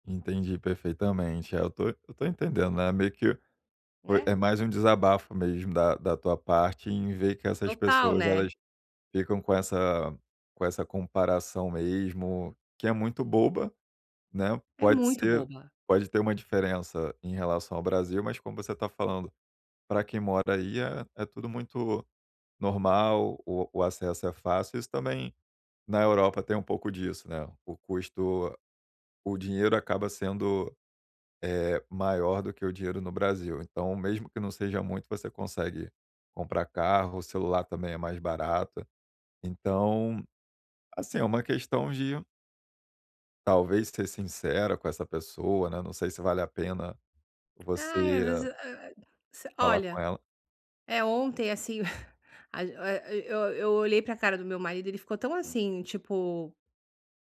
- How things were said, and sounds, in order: tapping; chuckle
- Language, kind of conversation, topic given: Portuguese, advice, Por que a comparação com os outros me deixa inseguro?